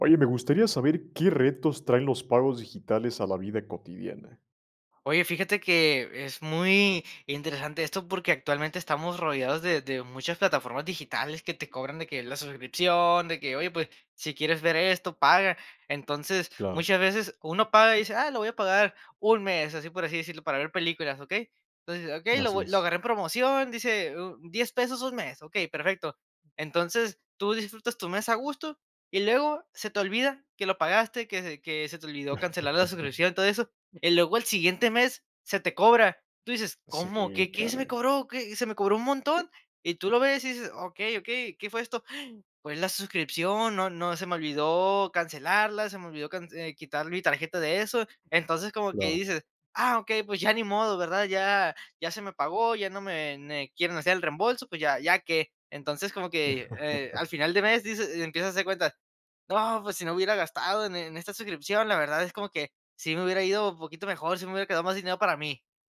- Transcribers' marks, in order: other background noise; unintelligible speech; chuckle; gasp; chuckle
- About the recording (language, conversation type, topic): Spanish, podcast, ¿Qué retos traen los pagos digitales a la vida cotidiana?